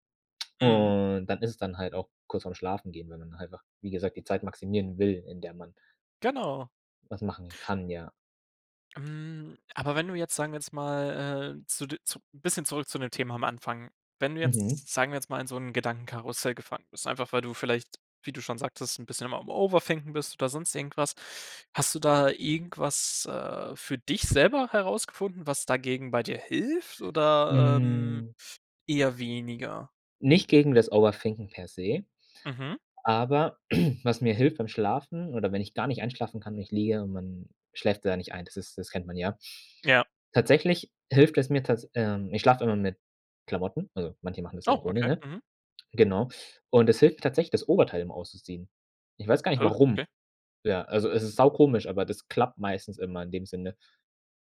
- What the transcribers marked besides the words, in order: in English: "Overthinken"; other background noise; drawn out: "Hm"; in English: "Overthinken"; throat clearing; surprised: "Oh"
- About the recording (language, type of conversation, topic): German, podcast, Was hilft dir beim Einschlafen, wenn du nicht zur Ruhe kommst?